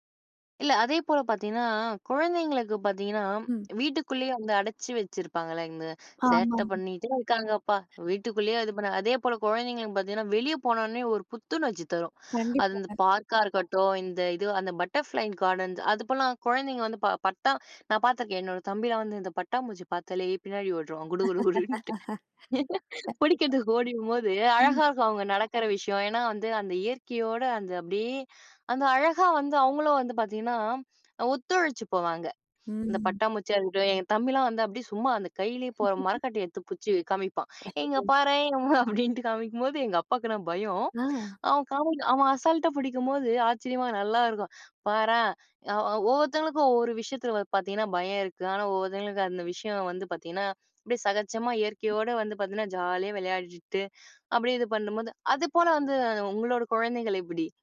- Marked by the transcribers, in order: other noise; laugh; laughing while speaking: "குடு குடு குடுன்ட்டு"; drawn out: "ம்"; chuckle; laughing while speaking: "அப்டின்ட்டு காமிக்கும்போது"
- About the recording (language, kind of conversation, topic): Tamil, podcast, பிள்ளைகளை இயற்கையுடன் இணைக்க நீங்கள் என்ன பரிந்துரைகள் கூறுவீர்கள்?